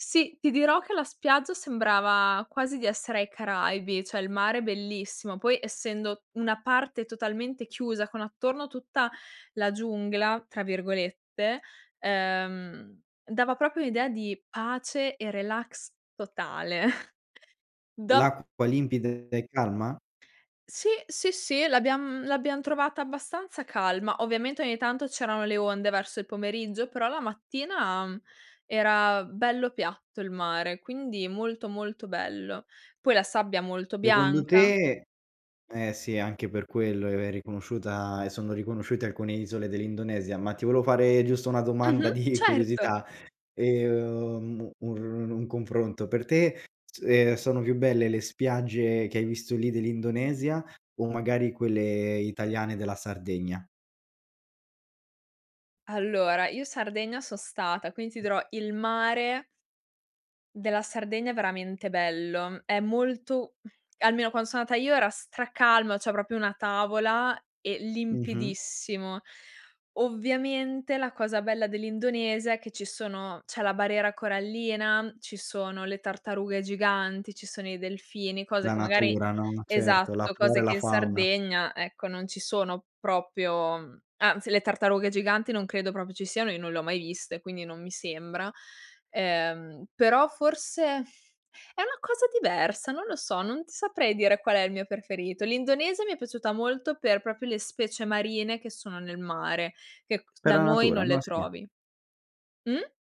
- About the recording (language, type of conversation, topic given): Italian, podcast, Raccontami di un viaggio nato da un’improvvisazione
- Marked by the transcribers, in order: "proprio" said as "propio"; chuckle; tapping; "proprio" said as "propio"; "proprio" said as "propio"; "proprio" said as "propio"; breath; "proprio" said as "propio"